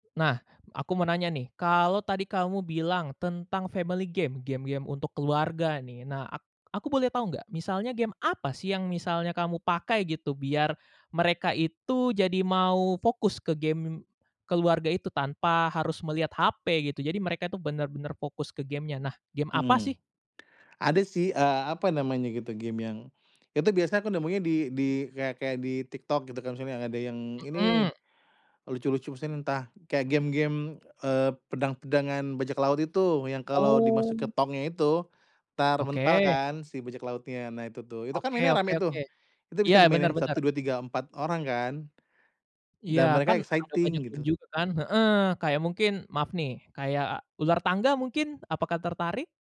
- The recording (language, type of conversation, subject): Indonesian, podcast, Bagaimana kamu mengurangi waktu menatap layar setiap hari?
- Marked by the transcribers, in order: other background noise; in English: "family game"; in English: "exciting"